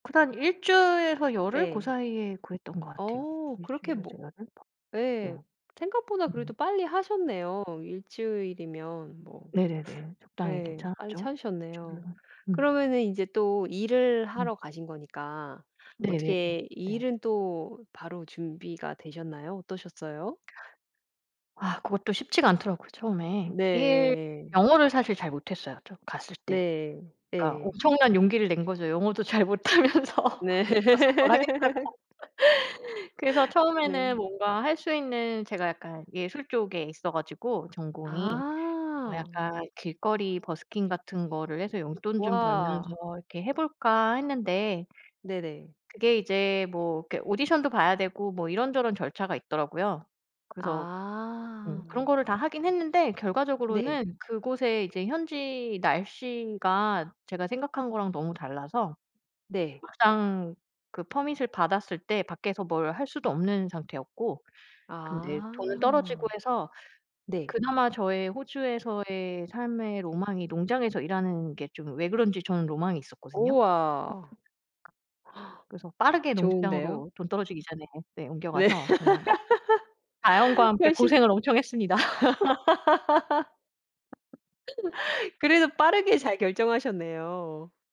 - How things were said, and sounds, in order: other background noise; unintelligible speech; tapping; laugh; laughing while speaking: "못하면서 가서 뭘 하겠다고"; in English: "퍼밋을"; gasp; laughing while speaking: "네"; laugh; laugh; laugh
- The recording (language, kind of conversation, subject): Korean, podcast, 용기를 냈던 경험을 하나 들려주실 수 있나요?